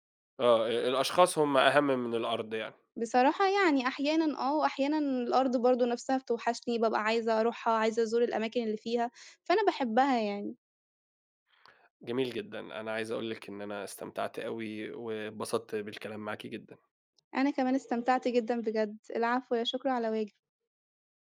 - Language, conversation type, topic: Arabic, podcast, إزاي الهجرة أثّرت على هويتك وإحساسك بالانتماء للوطن؟
- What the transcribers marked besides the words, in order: other background noise